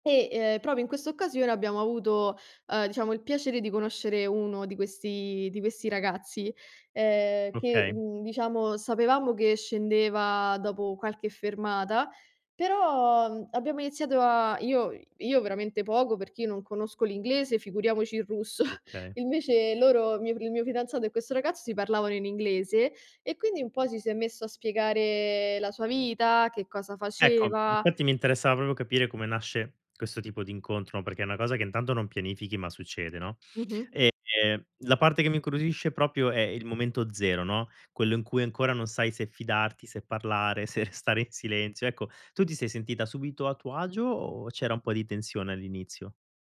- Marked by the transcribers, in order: chuckle; "loro" said as "lero"; tapping; "proprio" said as "propio"; drawn out: "ehm"; "proprio" said as "propio"; laughing while speaking: "restare in"
- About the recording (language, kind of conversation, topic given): Italian, podcast, Hai mai condiviso un pasto improvvisato con uno sconosciuto durante un viaggio?